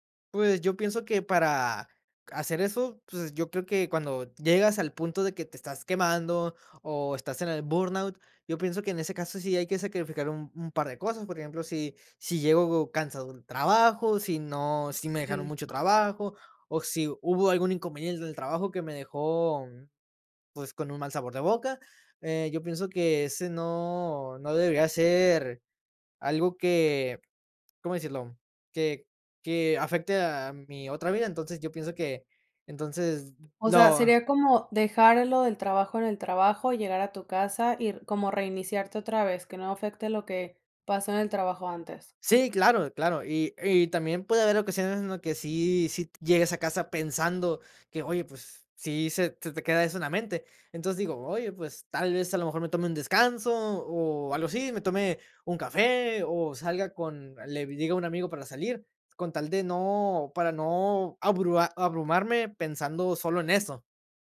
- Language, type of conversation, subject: Spanish, podcast, ¿Qué hábitos diarios alimentan tu ambición?
- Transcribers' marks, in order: in English: "burnout"; tapping